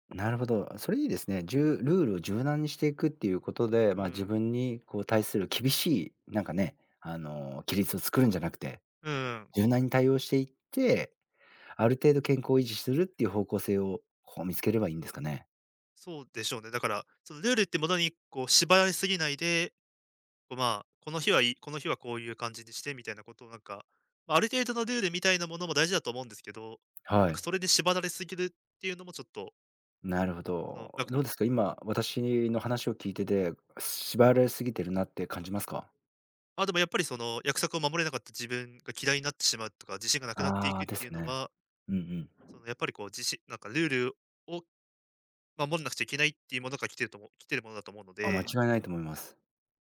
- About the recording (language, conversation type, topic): Japanese, advice, 外食や飲み会で食べると強い罪悪感を感じてしまうのはなぜですか？
- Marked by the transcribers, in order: tapping